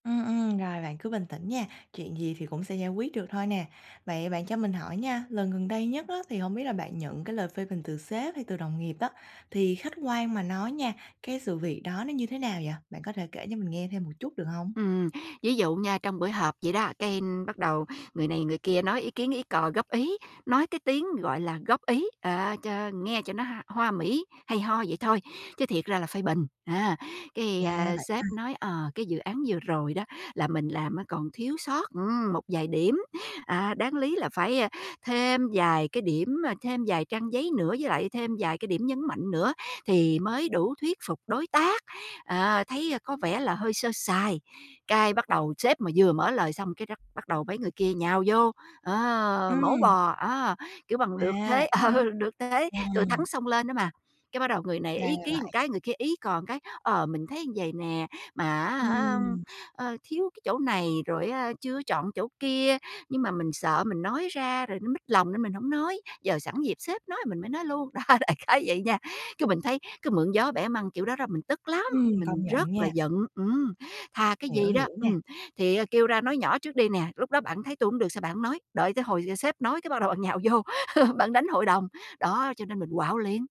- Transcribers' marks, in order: laughing while speaking: "ờ"; "một" said as "ờn"; laughing while speaking: "đó"; laughing while speaking: "nhào vô"; chuckle
- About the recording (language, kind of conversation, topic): Vietnamese, advice, Làm sao để kiểm soát cảm xúc khi bị phê bình?